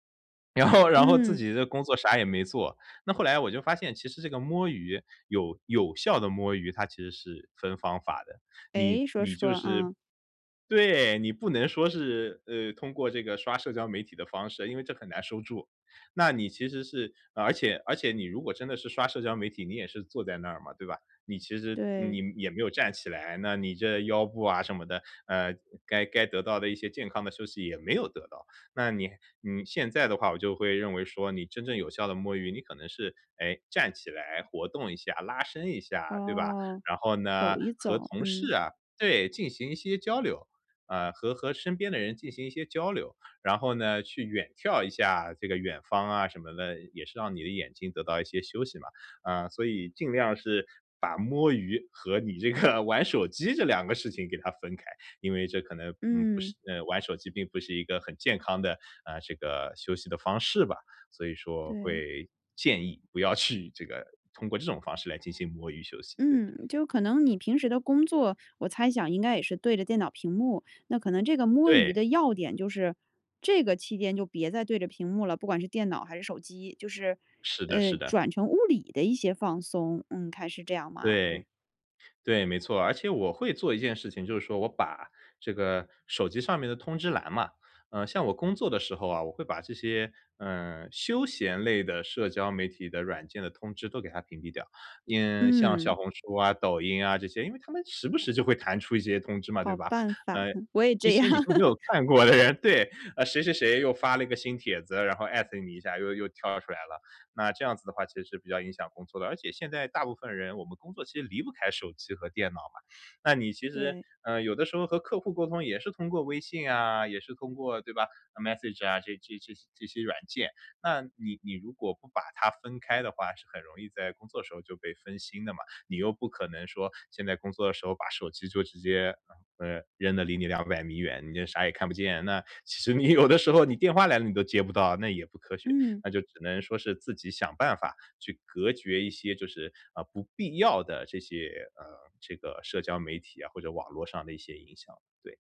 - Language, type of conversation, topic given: Chinese, podcast, 你觉得短暂的“摸鱼”有助于恢复精力吗？
- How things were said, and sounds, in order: laughing while speaking: "然后"; tapping; laughing while speaking: "你这个"; laughing while speaking: "不要去"; other background noise; laughing while speaking: "我也这样"; chuckle; in English: "at"; in English: "message"; laughing while speaking: "你有的时候"